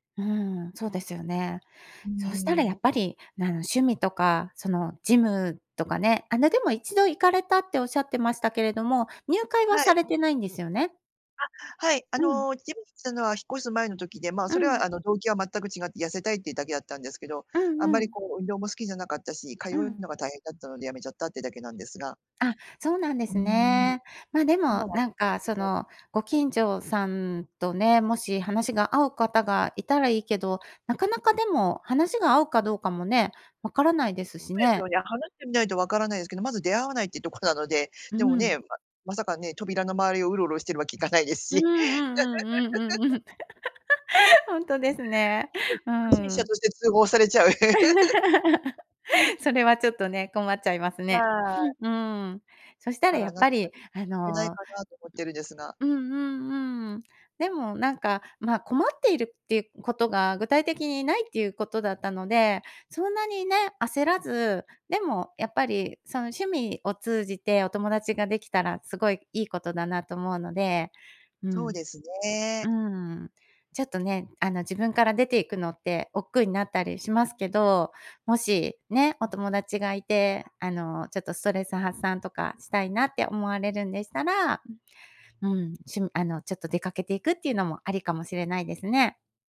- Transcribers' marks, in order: unintelligible speech; laugh; laugh; sniff
- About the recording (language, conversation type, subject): Japanese, advice, 引っ越しで新しい環境に慣れられない不安